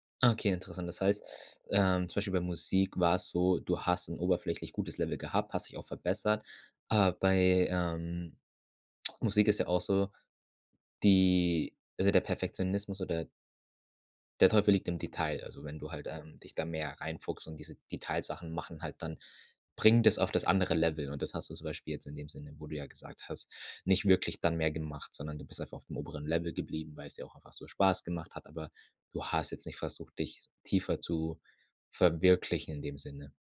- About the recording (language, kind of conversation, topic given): German, podcast, Welche Gewohnheit stärkt deine innere Widerstandskraft?
- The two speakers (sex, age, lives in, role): male, 25-29, Germany, host; male, 30-34, Germany, guest
- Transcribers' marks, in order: none